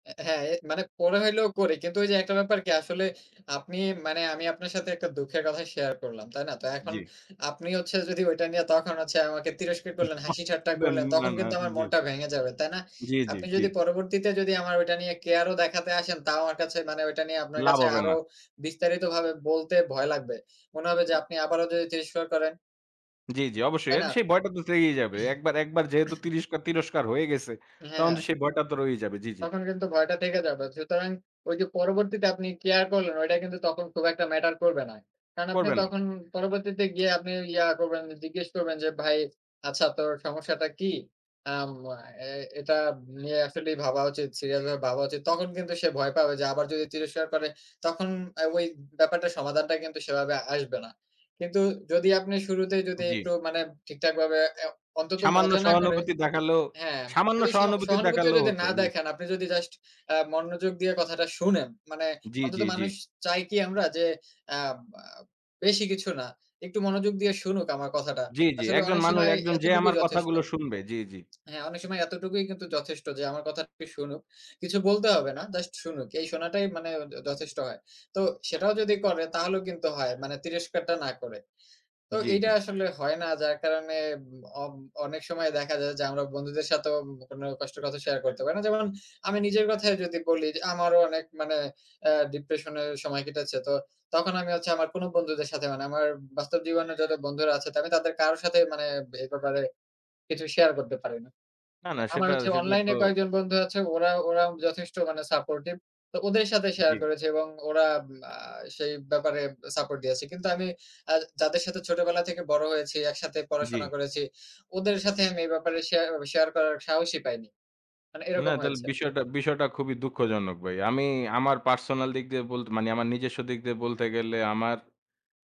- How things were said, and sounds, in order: chuckle; other noise; tapping; throat clearing; other background noise; horn; "সময়" said as "সিমায়"; door; "মানে" said as "মানি"
- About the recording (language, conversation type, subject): Bengali, unstructured, কেন কিছু মানুষ মানসিক রোগ নিয়ে কথা বলতে লজ্জা বোধ করে?
- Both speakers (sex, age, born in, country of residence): male, 20-24, Bangladesh, Bangladesh; male, 25-29, Bangladesh, Bangladesh